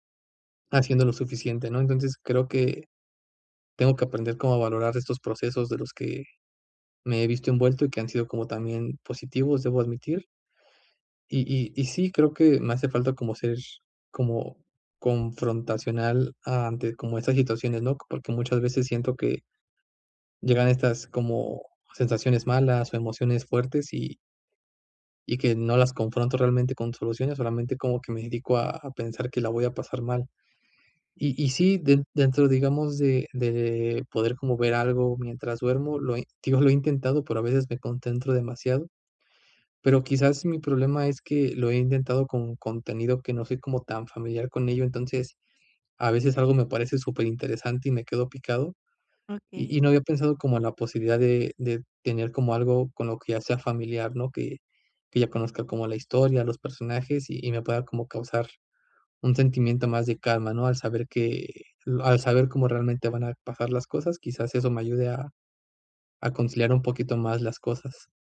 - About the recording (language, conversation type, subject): Spanish, advice, ¿Cómo puedo dejar de rumiar pensamientos negativos que me impiden dormir?
- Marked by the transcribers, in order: tapping